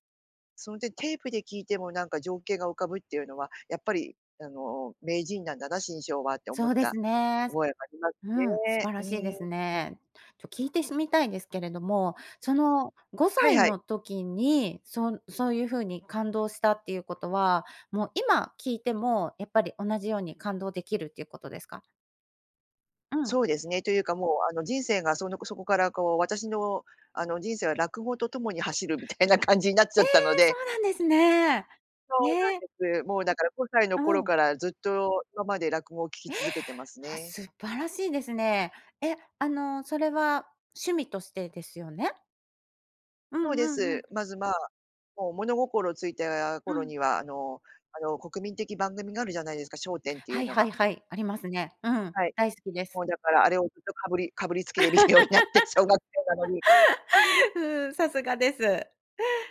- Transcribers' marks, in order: laughing while speaking: "みたいな感じに"; surprised: "え？"; laugh; laughing while speaking: "見るようになって、小学生"
- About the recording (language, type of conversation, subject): Japanese, podcast, 初めて心を動かされた曲は何ですか？